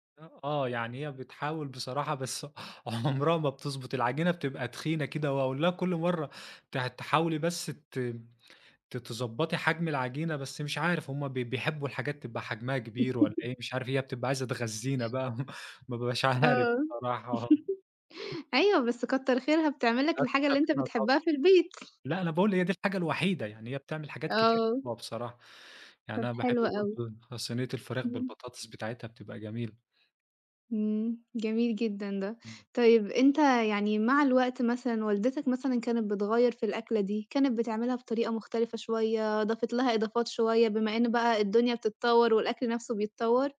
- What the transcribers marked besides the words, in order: laughing while speaking: "عُمرها"; laugh; laughing while speaking: "ما بابقاش عارف بصراحة"; laugh
- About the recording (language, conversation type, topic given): Arabic, podcast, أي وصفة بتحس إنها بتلم العيلة حوالين الطاولة؟